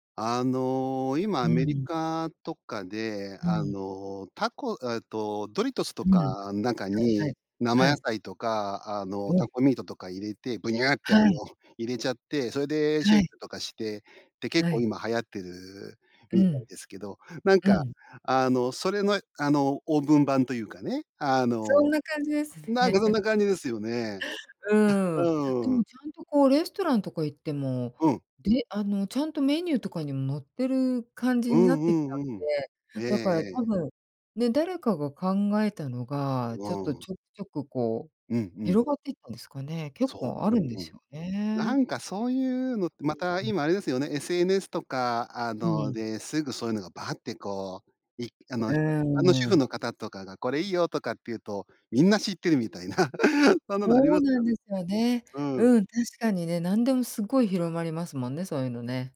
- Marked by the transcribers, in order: laughing while speaking: "感じですね"; chuckle; laughing while speaking: "みたいな"
- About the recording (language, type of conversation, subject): Japanese, podcast, 短時間で作れるご飯、どうしてる？